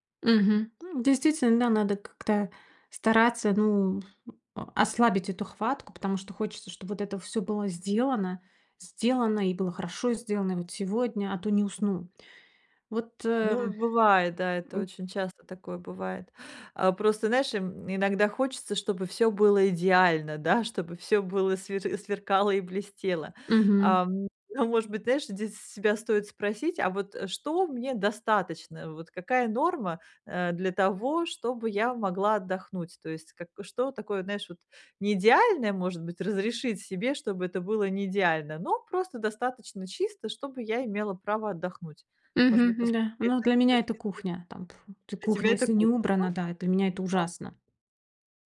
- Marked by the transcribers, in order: tapping; unintelligible speech
- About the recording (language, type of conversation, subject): Russian, advice, Как организовать домашние дела, чтобы они не мешали отдыху и просмотру фильмов?